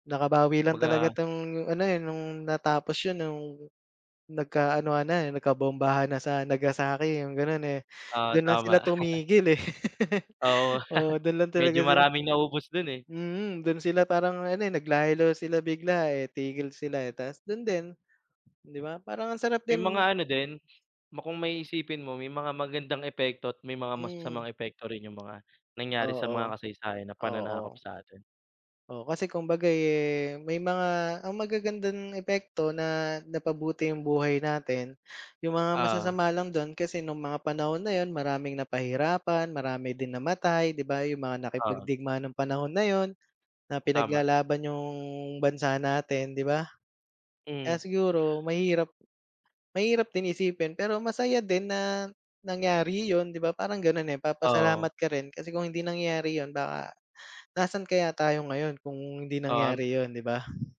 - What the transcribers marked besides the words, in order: laugh; other background noise; tapping; wind
- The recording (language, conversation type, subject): Filipino, unstructured, Anong mahalagang pangyayari sa kasaysayan ang gusto mong mas malaman?